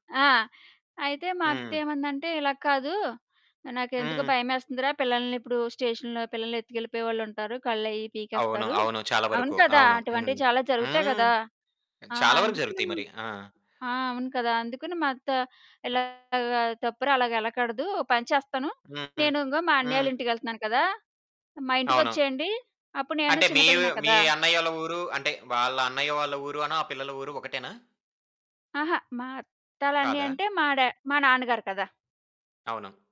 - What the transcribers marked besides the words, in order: in English: "స్టేషన్‌లో"; tapping; distorted speech; other background noise
- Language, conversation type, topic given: Telugu, podcast, రైల్లో ప్రయాణించినప్పుడు మీకు జరిగిన ప్రత్యేకమైన ఒక జ్ఞాపకం గురించి చెప్పగలరా?